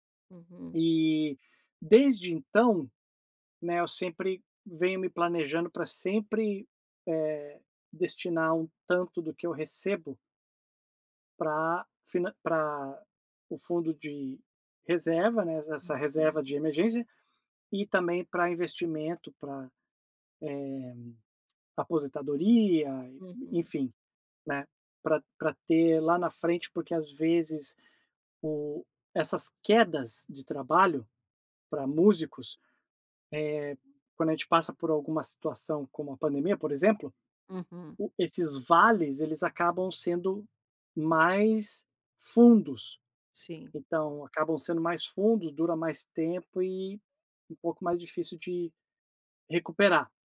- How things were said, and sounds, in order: unintelligible speech; "emergência" said as "emergênzia"; tapping
- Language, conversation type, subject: Portuguese, advice, Como equilibrar o crescimento da minha empresa com a saúde financeira?